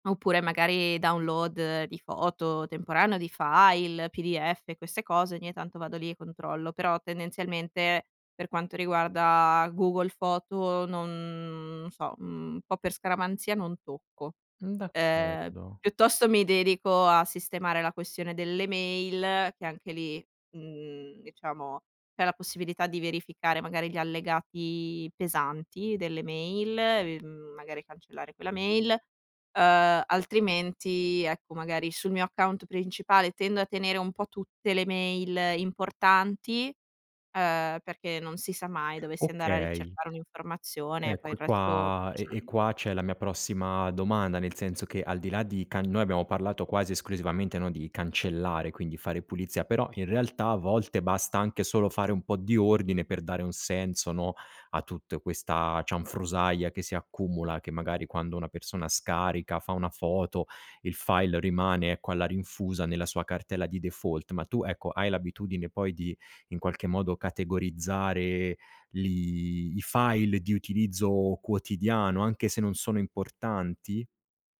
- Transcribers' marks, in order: drawn out: "non"; other background noise
- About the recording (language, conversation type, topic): Italian, podcast, Come affronti il decluttering digitale?